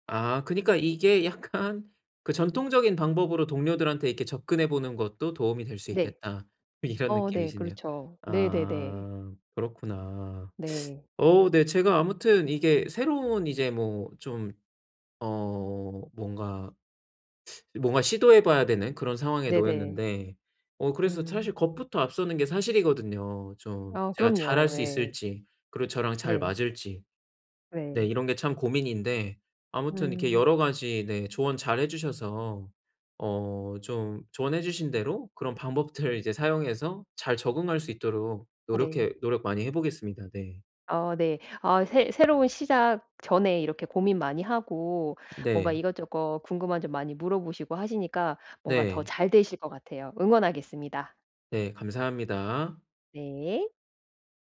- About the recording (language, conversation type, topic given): Korean, advice, 새로운 활동을 시작하는 것이 두려울 때 어떻게 하면 좋을까요?
- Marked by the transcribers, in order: laughing while speaking: "약간"; laughing while speaking: "이런"; other background noise; tapping; laughing while speaking: "방법들을"